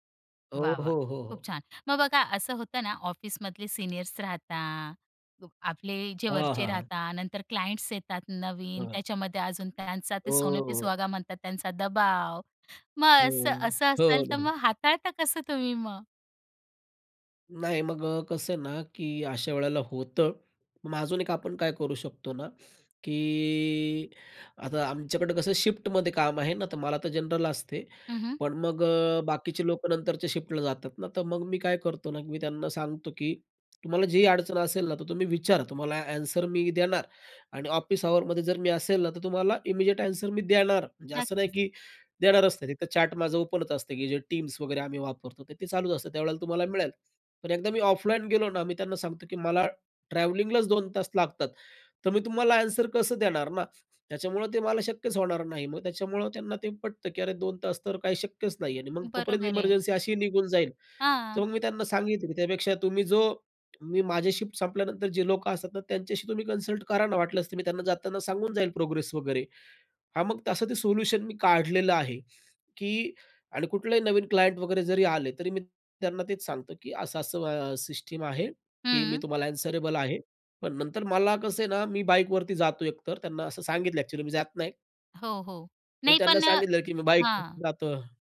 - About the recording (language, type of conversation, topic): Marathi, podcast, कामानंतर संदेश पाठवणं थांबवावं का, आणि याबाबत तुमचा नियम काय आहे?
- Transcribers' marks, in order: in English: "सीनियर्स"; unintelligible speech; in English: "क्लायंट्स"; unintelligible speech; in Hindi: "सोनों पे सुहगा"; drawn out: "हो"; "सोने" said as "सोनों"; "सुहागा" said as "सुहगा"; anticipating: "मग असं असं असेल तर मग हाताळता कसं तुम्ही मग?"; other background noise; drawn out: "की"; in English: "शिफ्टला"; swallow; "आन्सर" said as "एन्सर"; in English: "अवरमध्ये"; in English: "इमिडिएट एन्सर"; "आन्सर" said as "एन्सर"; in English: "चॅट"; in English: "ओपनच"; in English: "ऑफलाईन"; in English: "ट्रॅव्हलिंगलाच"; "आन्सर" said as "एन्सर"; tapping; in English: "शिफ्ट"; in English: "कन्सल्ट"; in English: "प्रोग्रेस"; in English: "क्लायंट"; in English: "एन्सरेबल"; "आन्सरेबल" said as "एन्सरेबल"